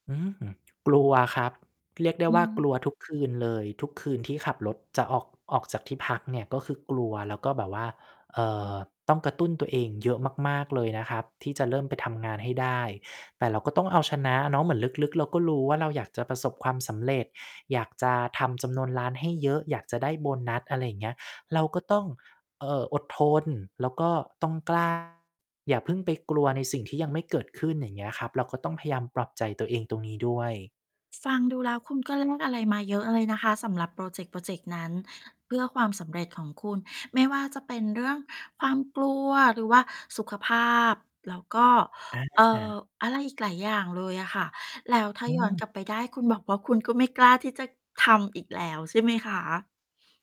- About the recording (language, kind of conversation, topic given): Thai, podcast, คุณคิดว่าต้องแลกอะไรบ้างเพื่อให้ประสบความสำเร็จ?
- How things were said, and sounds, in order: distorted speech; other background noise